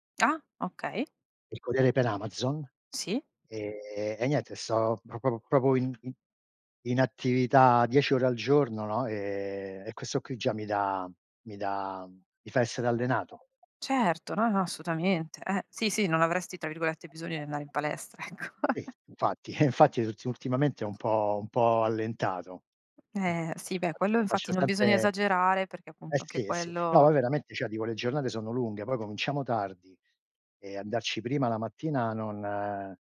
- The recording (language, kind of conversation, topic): Italian, unstructured, Come integri l’attività fisica nella tua vita quotidiana?
- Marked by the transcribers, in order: tapping; "proprio" said as "propo"; other background noise; "assolutamente" said as "assutamente"; chuckle; laughing while speaking: "eh"